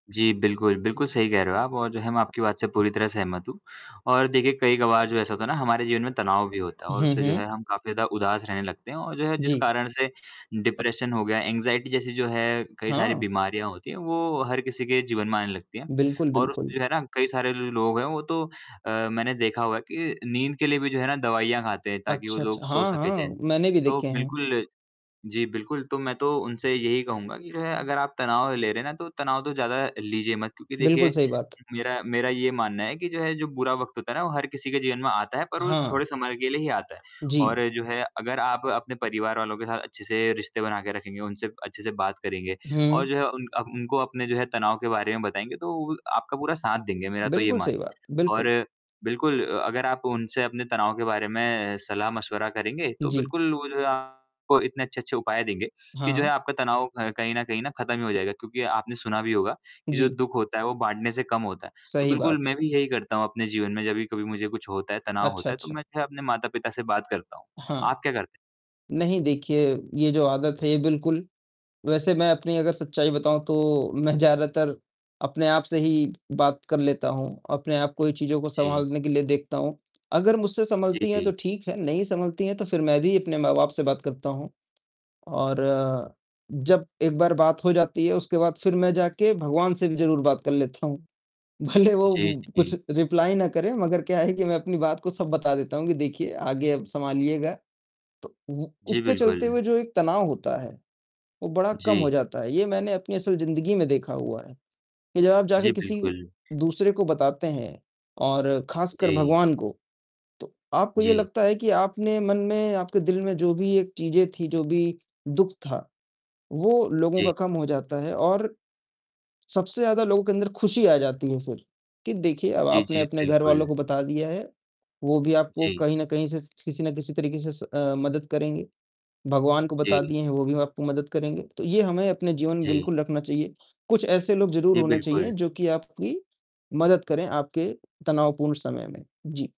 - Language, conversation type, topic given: Hindi, unstructured, खुशी पाने के लिए आप रोज़ अपने दिन में क्या करते हैं?
- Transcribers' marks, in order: distorted speech; in English: "एंग्जायटी"; laughing while speaking: "मैं"; laughing while speaking: "लेता हूँ। भले वो"; in English: "रिप्लाई"; laughing while speaking: "है"; tapping